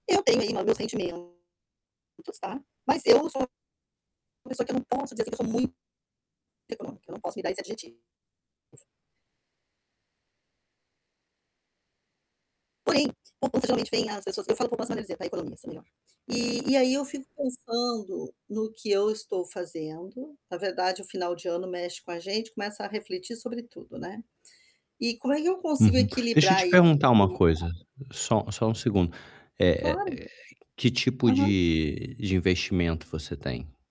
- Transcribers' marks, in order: mechanical hum; distorted speech; other background noise; unintelligible speech
- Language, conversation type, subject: Portuguese, advice, Como posso equilibrar os gastos de curto prazo com a poupança para o futuro?